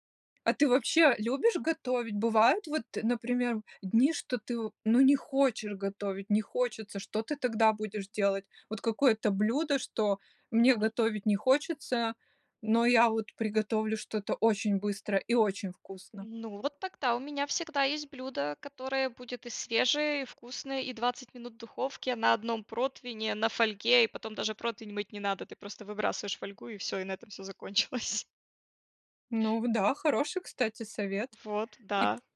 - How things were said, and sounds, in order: tapping; "противне" said as "протвине"; "противень" said as "протвень"; chuckle
- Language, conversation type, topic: Russian, podcast, Какие у тебя есть лайфхаки для быстрой готовки?